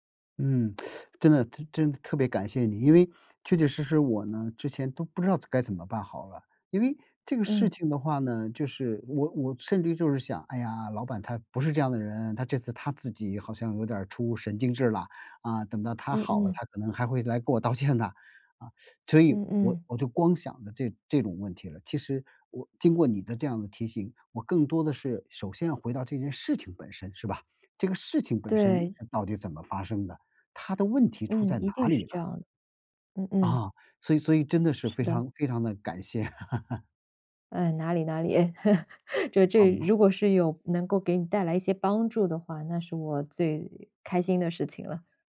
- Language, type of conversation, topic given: Chinese, advice, 上司当众批评我后，我该怎么回应？
- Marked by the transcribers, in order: teeth sucking; laughing while speaking: "道歉的"; chuckle; chuckle